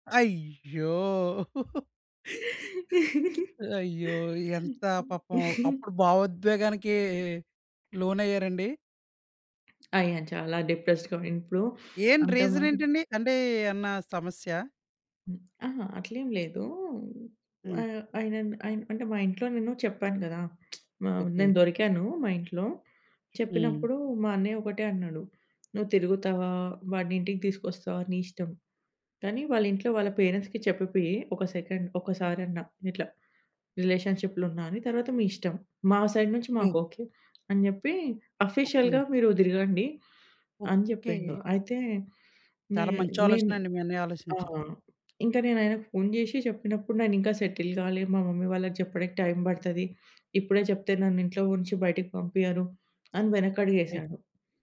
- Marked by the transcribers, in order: chuckle; lip smack; other background noise; chuckle; tapping; in English: "డిప్రెస్డ్‌గా"; lip smack; in English: "పేరెంట్స్‌కి"; in English: "సెకండ్"; in English: "రిలేషన్‌షిప్‌లో"; in English: "సైడ్"; in English: "ఆఫీషియల్‌గా"; in English: "సెటిల్"; in English: "మమ్మీ"
- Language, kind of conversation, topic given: Telugu, podcast, సందేశాల్లో గొడవ వచ్చినప్పుడు మీరు ఫోన్‌లో మాట్లాడాలనుకుంటారా, ఎందుకు?